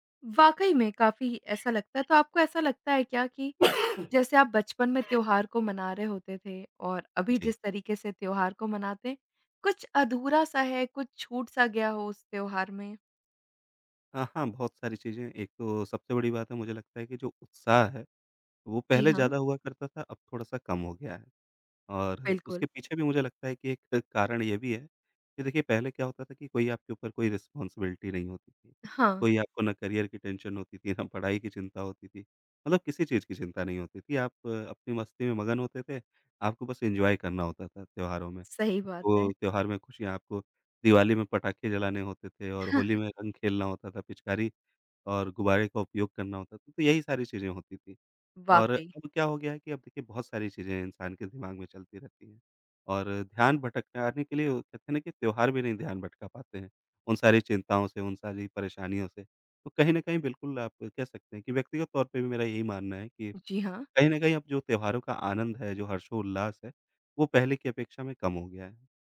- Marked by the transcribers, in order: cough; tapping; in English: "रिस्पॉन्सिबिलिटी"; in English: "करियर"; in English: "टेंशन"; laughing while speaking: "ना"; in English: "एन्जॉय"; other background noise; chuckle
- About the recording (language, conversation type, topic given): Hindi, podcast, कौन-सा त्योहार आपको सबसे ज़्यादा भावनात्मक रूप से जुड़ा हुआ लगता है?